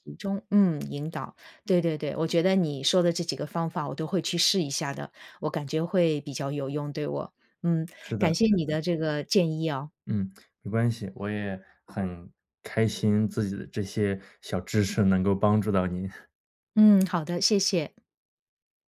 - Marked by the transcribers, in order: chuckle; other background noise
- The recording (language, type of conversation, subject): Chinese, advice, 开会或学习时我经常走神，怎么才能更专注？